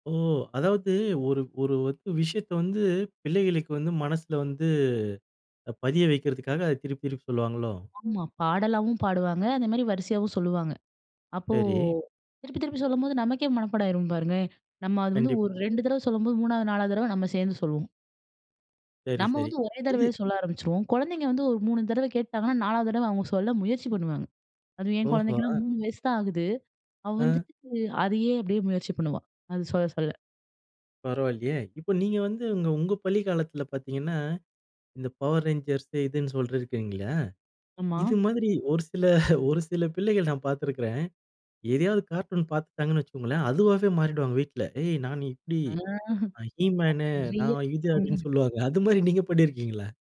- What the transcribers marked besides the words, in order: laugh; unintelligible speech
- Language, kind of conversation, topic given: Tamil, podcast, பள்ளிக்காலத்தில் எந்த கார்டூன் தொடரை நீங்கள் மிகவும் விரும்பினீர்கள்?